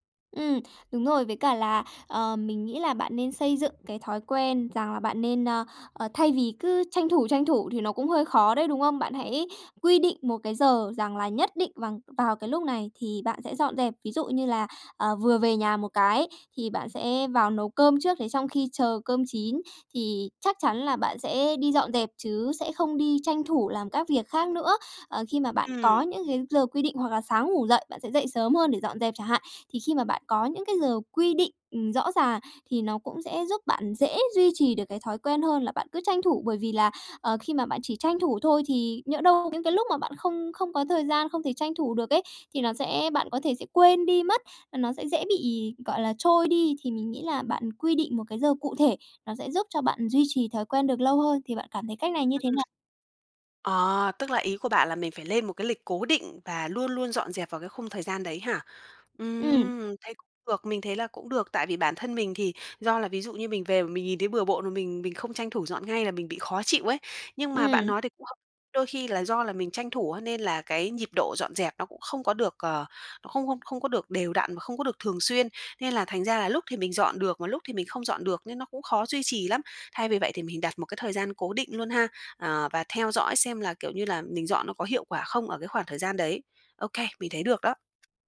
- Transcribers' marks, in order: tapping; other background noise
- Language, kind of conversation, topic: Vietnamese, advice, Làm thế nào để xây dựng thói quen dọn dẹp và giữ nhà gọn gàng mỗi ngày?